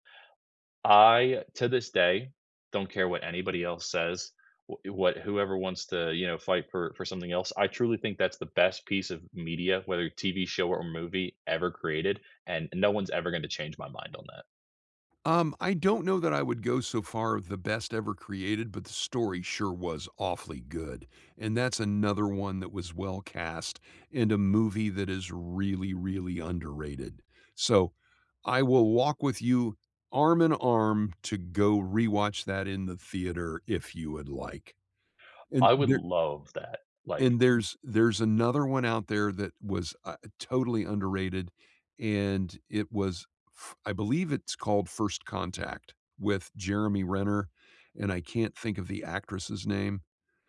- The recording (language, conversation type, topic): English, unstructured, Which underrated TV series would you recommend to everyone, and what makes it worth sharing?
- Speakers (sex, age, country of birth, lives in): male, 25-29, United States, United States; male, 65-69, United States, United States
- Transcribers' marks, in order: tapping; other background noise; other noise